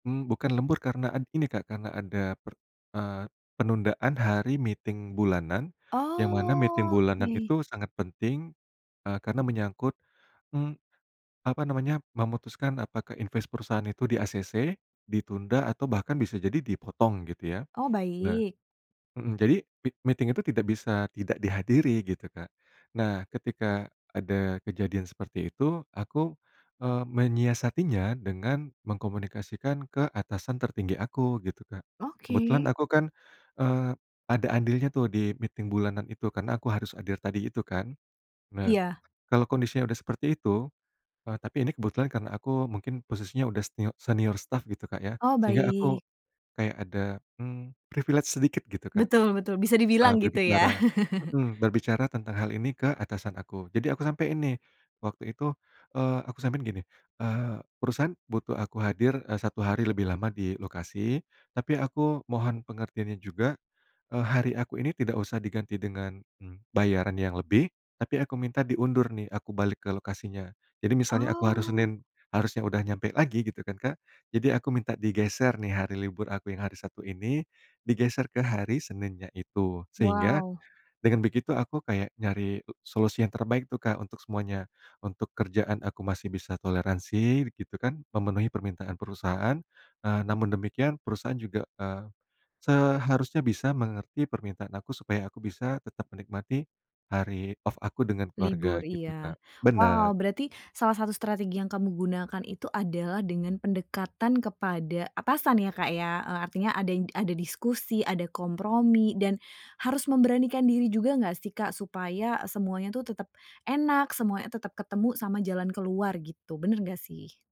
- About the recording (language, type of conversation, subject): Indonesian, podcast, Bagaimana cara membagi waktu antara hobi, keluarga, dan pekerjaan?
- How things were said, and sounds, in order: in English: "meeting"; drawn out: "Oke"; in English: "meeting"; in English: "meeting"; in English: "meeting"; "hadir" said as "adir"; other background noise; in English: "senior staff"; in English: "privilege"; chuckle; tapping